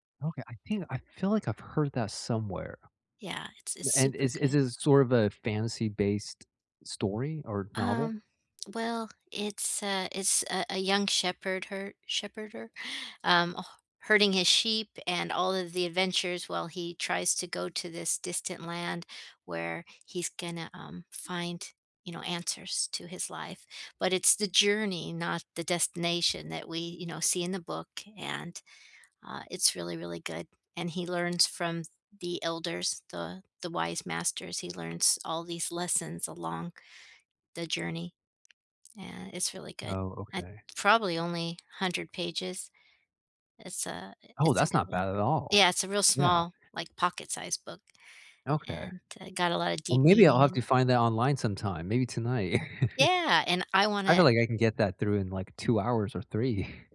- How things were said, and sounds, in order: other background noise; tapping; chuckle; chuckle
- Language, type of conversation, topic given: English, unstructured, What helps you feel calm after a stressful day?
- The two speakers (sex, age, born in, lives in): female, 55-59, United States, United States; male, 30-34, United States, United States